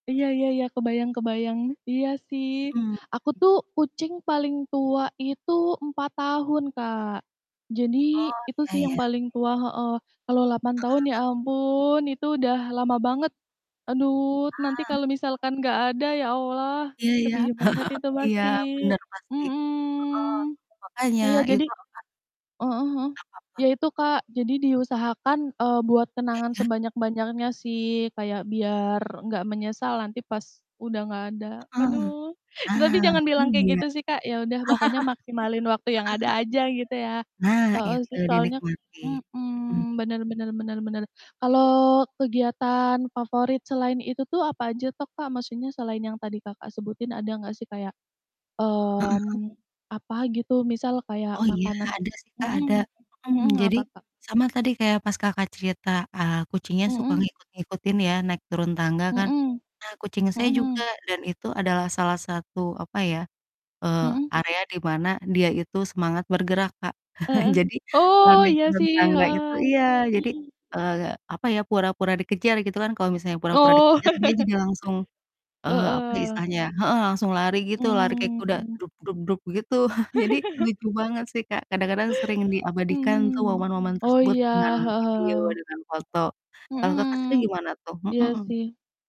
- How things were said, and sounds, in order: background speech; distorted speech; other background noise; chuckle; drawn out: "mhm"; laugh; chuckle; chuckle; other noise; chuckle
- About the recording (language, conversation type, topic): Indonesian, unstructured, Apa kegiatan favoritmu bersama hewan peliharaanmu?